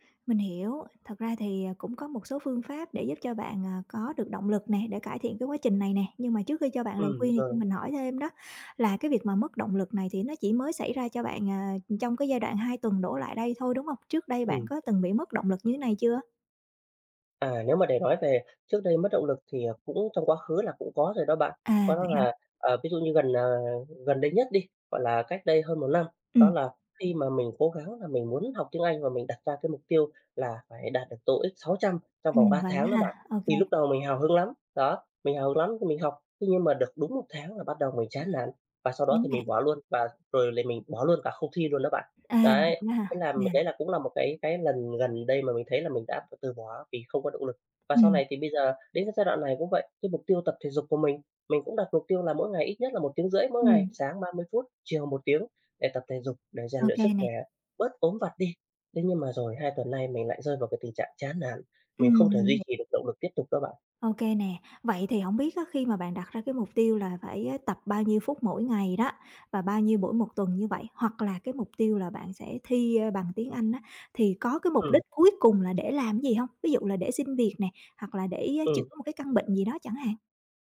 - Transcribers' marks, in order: other background noise; tapping; unintelligible speech
- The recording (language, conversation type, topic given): Vietnamese, advice, Làm sao để giữ động lực khi đang cải thiện nhưng cảm thấy tiến triển chững lại?